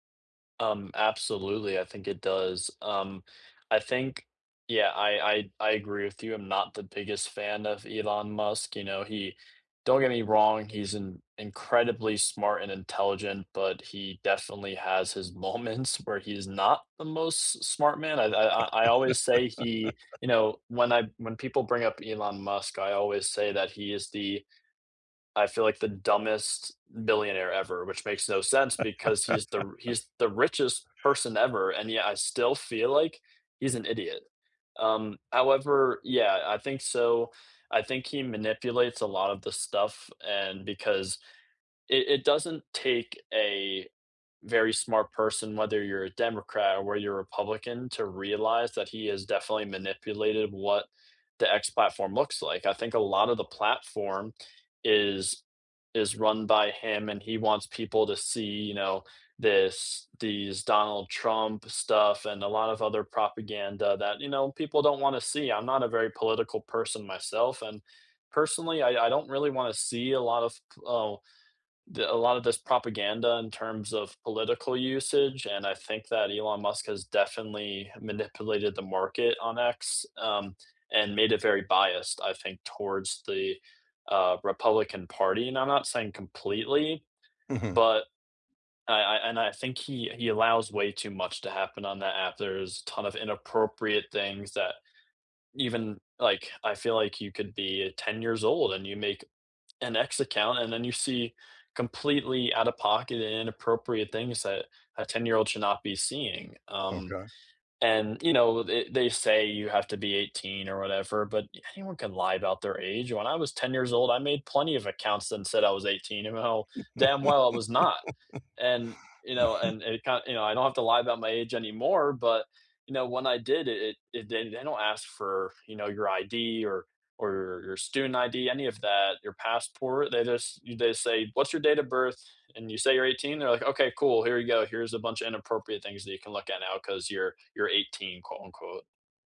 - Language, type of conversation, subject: English, unstructured, How do you feel about the role of social media in news today?
- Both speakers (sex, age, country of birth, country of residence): male, 20-24, United States, United States; male, 60-64, United States, United States
- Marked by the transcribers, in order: laughing while speaking: "moments"; laugh; tapping; laugh; other background noise; laugh